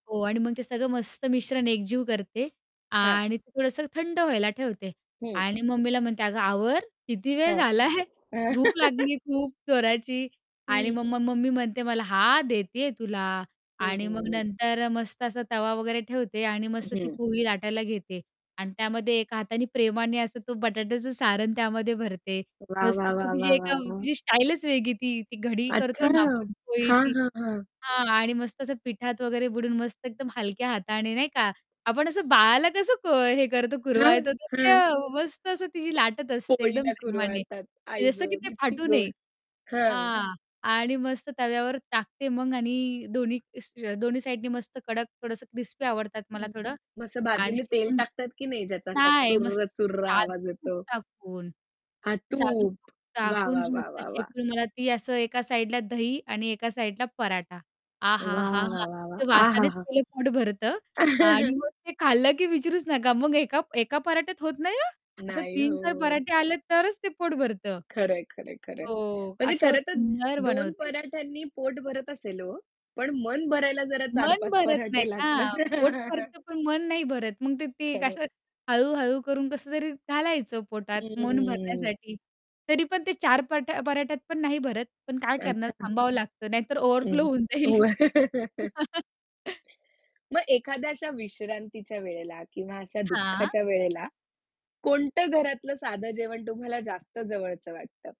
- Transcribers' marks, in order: static; laughing while speaking: "झाला आहे? भूक लागली खूप जोराची"; laugh; tapping; distorted speech; joyful: "आणि त्यामध्ये एका हाताने प्रेमाने … ते तिची एकदम"; in English: "क्रिस्पी"; laugh; tsk; laughing while speaking: "पराठे लागतात"; laugh; laugh; laughing while speaking: "जाईल"; laugh
- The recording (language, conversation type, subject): Marathi, podcast, घरी बनवलेलं साधं जेवण तुला कसं वाटतं?